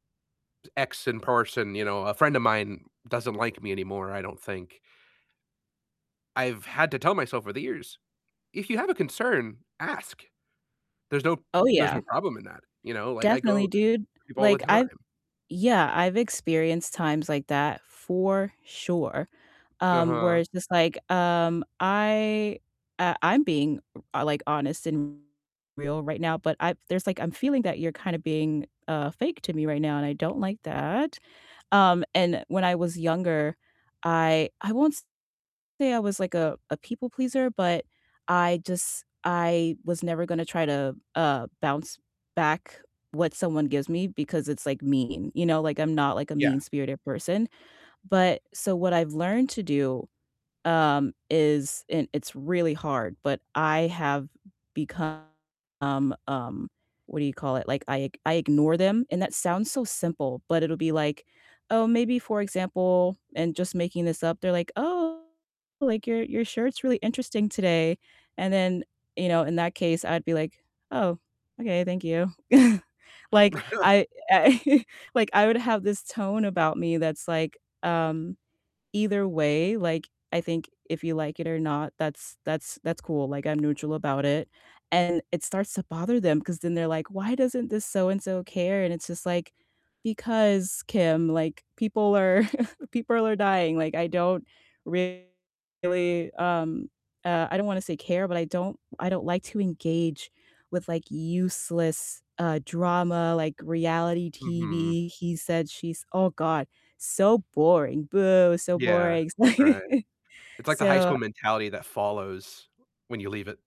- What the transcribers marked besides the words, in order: other background noise; distorted speech; laugh; chuckle; laughing while speaking: "I"; chuckle; laugh
- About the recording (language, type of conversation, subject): English, unstructured, How are you really feeling today, and how can we support each other?